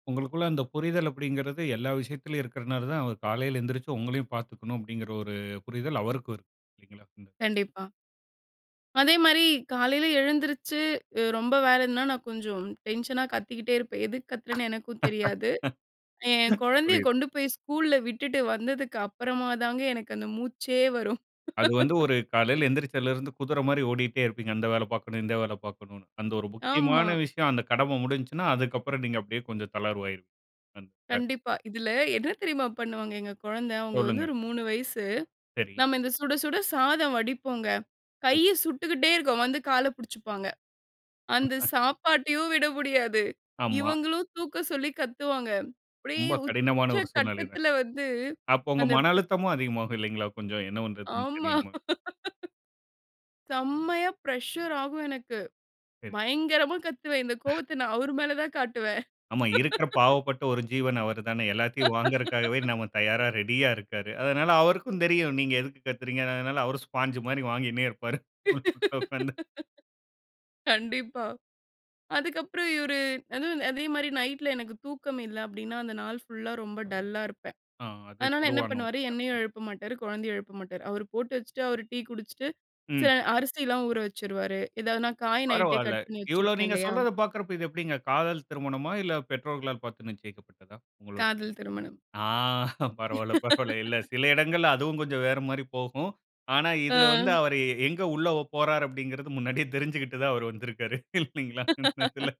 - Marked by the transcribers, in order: in English: "டென்ஷனா"; other noise; laugh; laugh; laughing while speaking: "என்ன தெரியுமா பண்ணுவாங்க"; laugh; laughing while speaking: "அந்த சாப்பாட்டையும் விட முடியாது. இவங்களும் தூக்க சொல்லி கத்துவாங்க. அப்டியே உச்சகட்டத்தில வந்து"; laugh; in English: "பிரஷர்"; chuckle; laugh; in English: "ஸ்பான்ஜ்"; laughing while speaking: "இருப்பாரு. உள்ள உக்கார்ந்து"; laugh; laughing while speaking: "கண்டிப்பா"; laughing while speaking: "ஆ! பரவால்ல, பரவால்ல"; laugh; laughing while speaking: "அப்டின்கிறது முன்னாடியே தெரிஞ்சுகிட்டு தான் அவர் வந்திருக்காரு. இல்லைங்களா? இந்த இதுல"; laugh
- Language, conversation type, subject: Tamil, podcast, குடும்பத்துடன் நீங்கள் காலை நேரத்தை எப்படி பகிர்கிறீர்கள்?